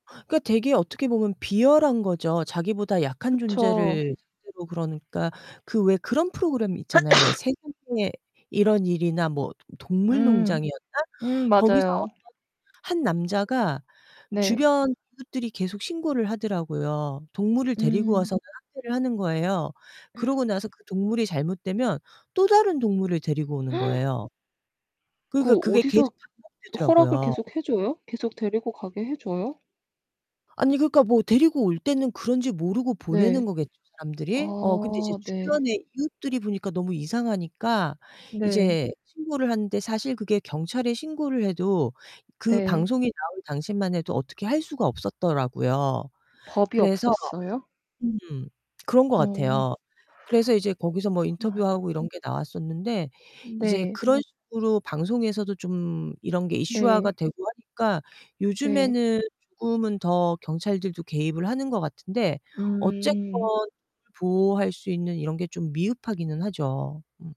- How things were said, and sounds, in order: other background noise; distorted speech; sneeze; gasp; gasp; tapping
- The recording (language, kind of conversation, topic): Korean, unstructured, 동물 학대 문제에 대해 어떻게 생각하세요?